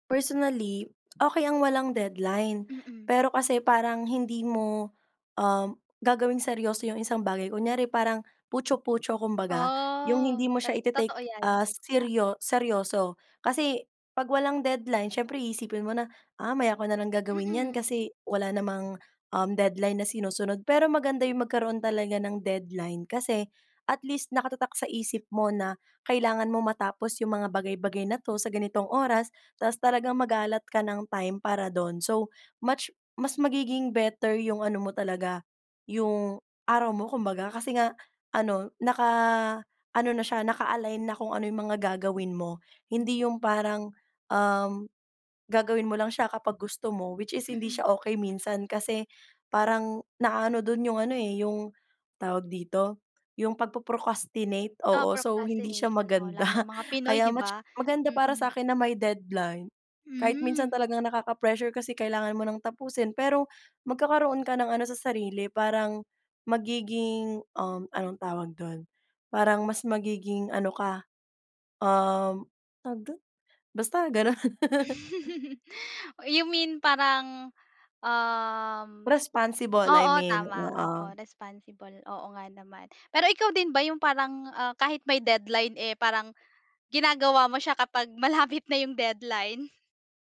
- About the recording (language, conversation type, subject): Filipino, podcast, Ano ang epekto ng presyur ng oras sa iyong pagdedesisyon?
- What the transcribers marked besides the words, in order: in English: "procrastination"; laughing while speaking: "maganda"; laugh; laughing while speaking: "malapit"